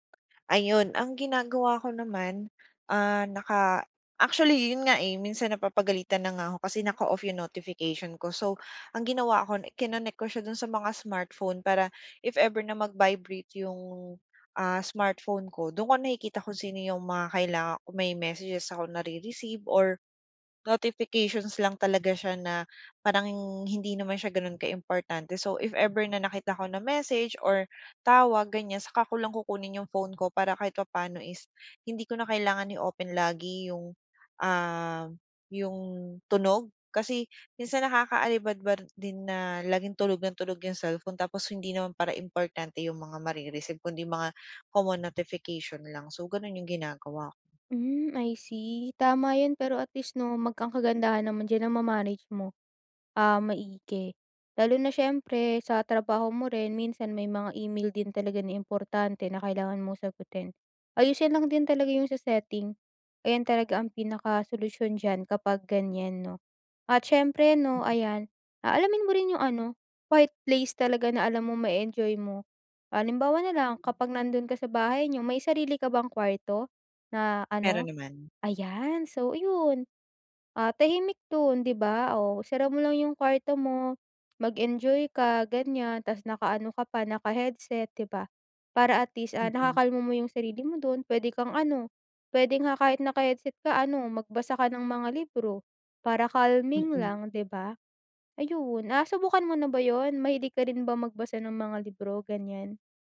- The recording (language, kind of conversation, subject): Filipino, advice, Paano ko mababawasan ang pagiging labis na sensitibo sa ingay at sa madalas na paggamit ng telepono?
- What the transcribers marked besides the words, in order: tapping